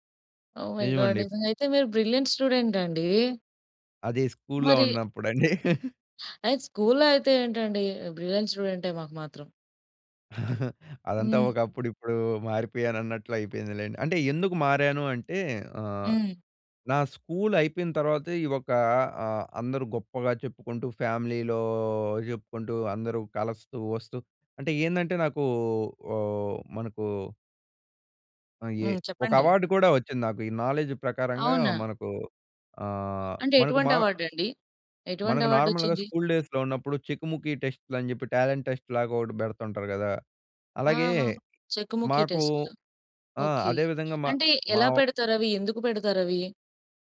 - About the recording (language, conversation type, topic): Telugu, podcast, క్యాలెండర్‌ని ప్లాన్ చేయడంలో మీ చిట్కాలు ఏమిటి?
- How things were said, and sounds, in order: in English: "ఓ మై గాడ్!"; in English: "బ్రిలియంట్ స్టూడెంట్"; in English: "స్కూల్లో"; chuckle; in English: "బ్రిలియంట్"; chuckle; in English: "స్కూల్"; in English: "ఫ్యామిలీలో"; in English: "అవార్డ్"; in English: "నాలెడ్జ్"; in English: "అవార్డ్"; in English: "నార్మల్‌గా స్కూల్ డేస్‌లో"; in English: "టాలెంట్ టెస్ట్"